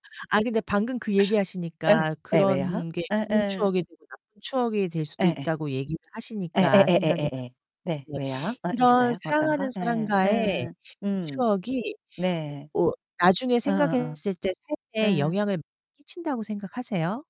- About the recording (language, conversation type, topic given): Korean, unstructured, 사랑하는 사람과 함께 보내는 시간은 왜 소중할까요?
- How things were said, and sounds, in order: distorted speech